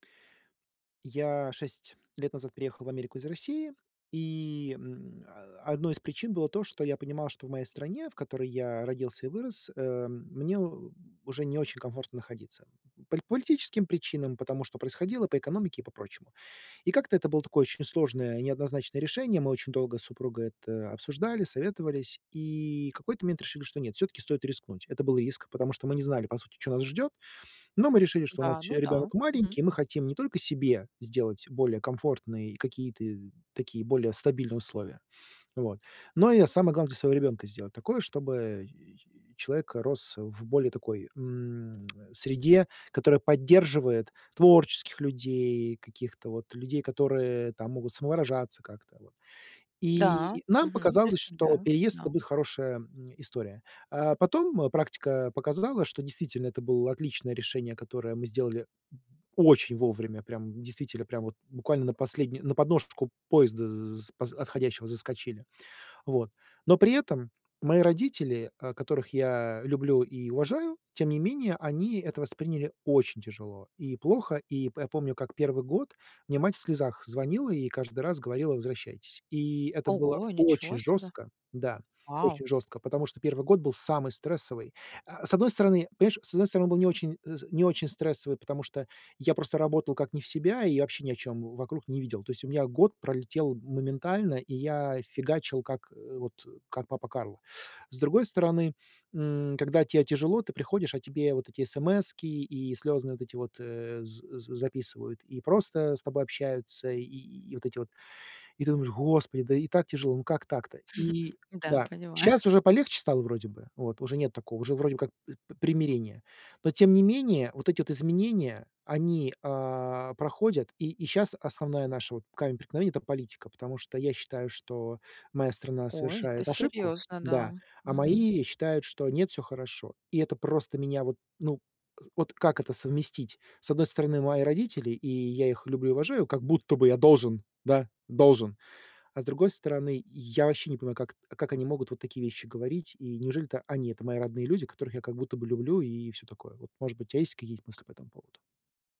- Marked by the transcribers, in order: grunt; tongue click; "представляю" said as "преставляю"; tapping; "понимаешь" said as "пмаешь"; chuckle; laughing while speaking: "понимаю"
- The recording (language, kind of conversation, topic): Russian, advice, Как сохранить близкие отношения, когда в жизни происходит много изменений и стресса?